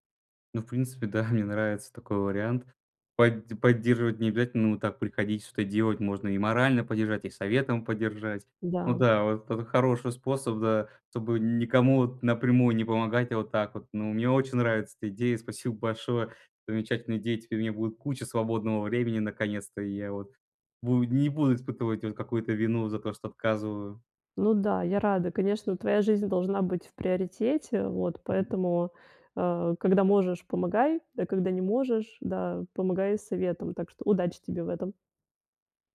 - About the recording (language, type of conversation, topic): Russian, advice, Как отказать без чувства вины, когда меня просят сделать что-то неудобное?
- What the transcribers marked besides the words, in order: laughing while speaking: "да"; tapping